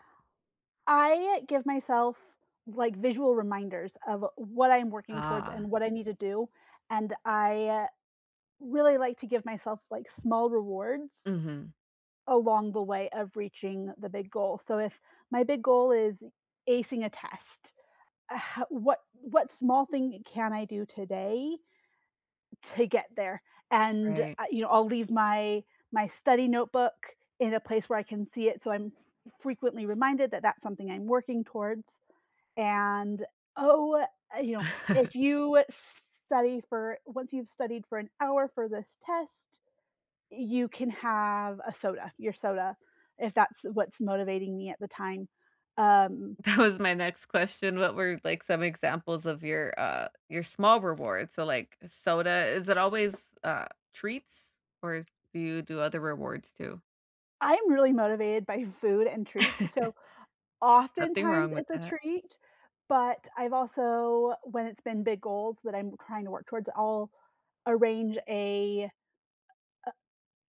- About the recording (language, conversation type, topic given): English, unstructured, How do you stay motivated when working toward a big goal?
- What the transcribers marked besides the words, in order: exhale; other background noise; chuckle; laughing while speaking: "That"; tapping; laughing while speaking: "food"; chuckle